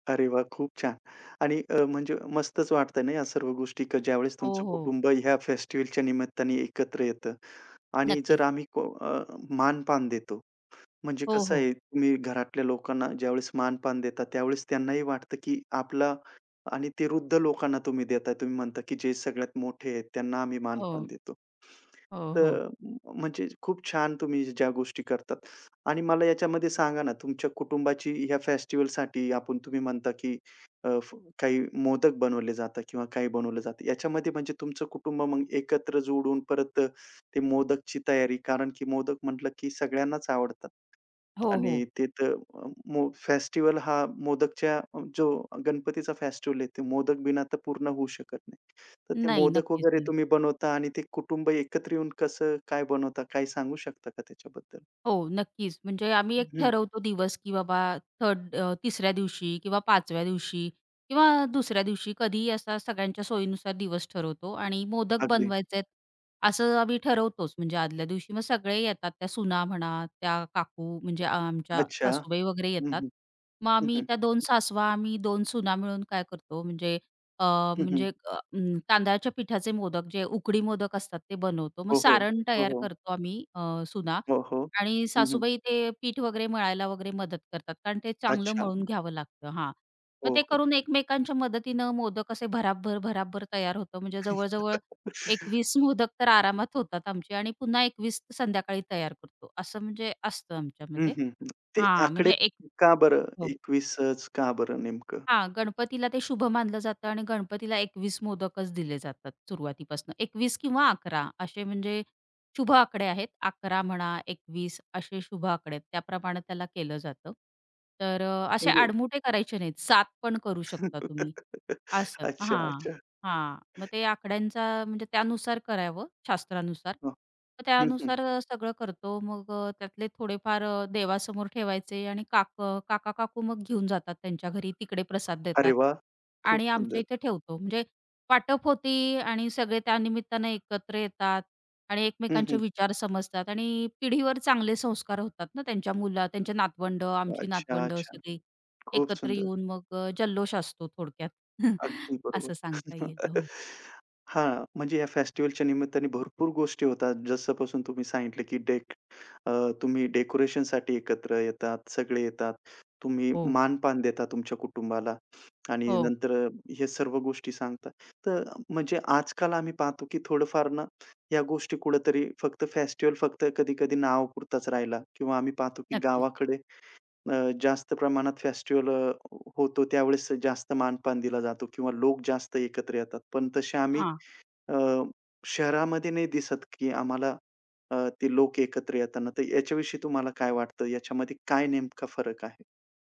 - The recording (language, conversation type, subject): Marathi, podcast, सण आणि कार्यक्रम लोकांना पुन्हा एकत्र आणण्यात कशी मदत करतात?
- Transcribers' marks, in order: other background noise; in English: "थर्ड"; tapping; laugh; laugh; laughing while speaking: "अच्छा, अच्छा"; chuckle; laughing while speaking: "असं सांगता येईल हो"; laugh